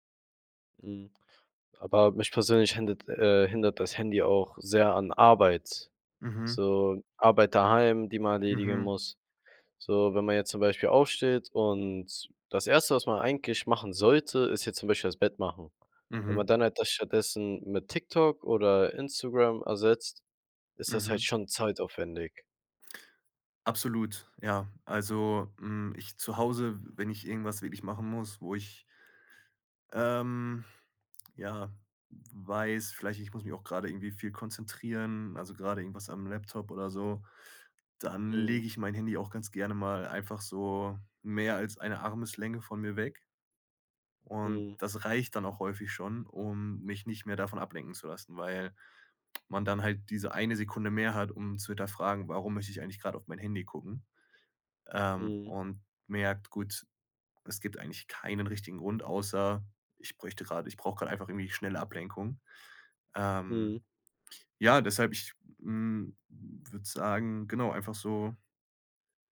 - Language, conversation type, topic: German, podcast, Wie planst du Pausen vom Smartphone im Alltag?
- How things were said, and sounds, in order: none